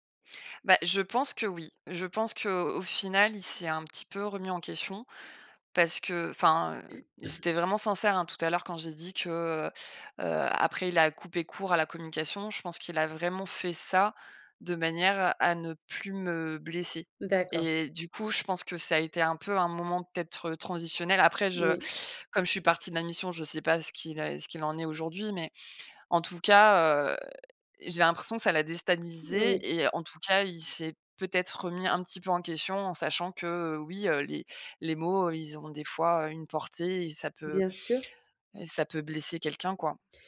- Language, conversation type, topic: French, advice, Comment décrire mon manque de communication et mon sentiment d’incompréhension ?
- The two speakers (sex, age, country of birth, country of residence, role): female, 30-34, France, France, advisor; female, 35-39, France, France, user
- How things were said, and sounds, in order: throat clearing